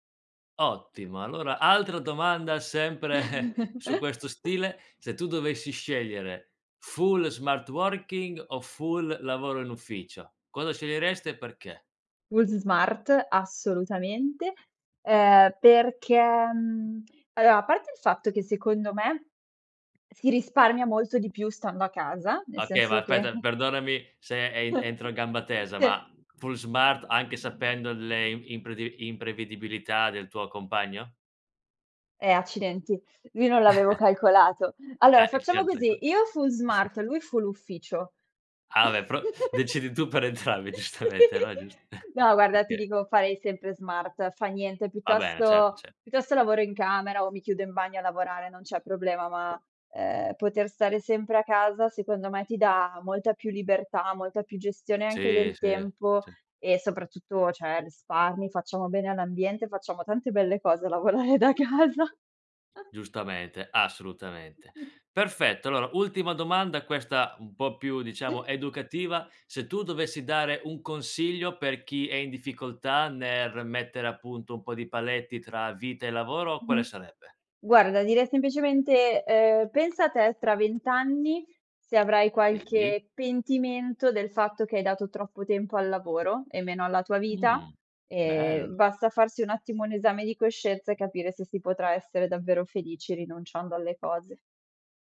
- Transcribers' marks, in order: laughing while speaking: "sempre"; chuckle; in English: "full"; in English: "full"; in English: "Fulls smart"; lip smack; laughing while speaking: "che"; chuckle; other background noise; in English: "full smart"; chuckle; chuckle; in English: "full smart"; in English: "full"; "vabbè" said as "vabè"; laugh; laughing while speaking: "Si"; laughing while speaking: "entrambi giustamente"; chuckle; "cioè" said as "ceh"; laughing while speaking: "casa"; "nel" said as "ner"
- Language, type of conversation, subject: Italian, podcast, Com'è per te l'equilibrio tra vita privata e lavoro?